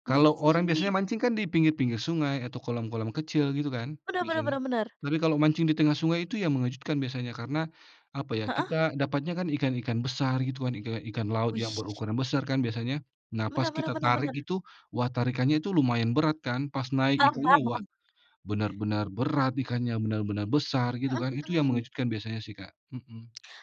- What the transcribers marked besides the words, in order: other background noise; tapping
- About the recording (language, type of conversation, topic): Indonesian, unstructured, Pernahkah kamu menemukan hobi yang benar-benar mengejutkan?
- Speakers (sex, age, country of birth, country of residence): female, 20-24, Indonesia, Indonesia; male, 35-39, Indonesia, Indonesia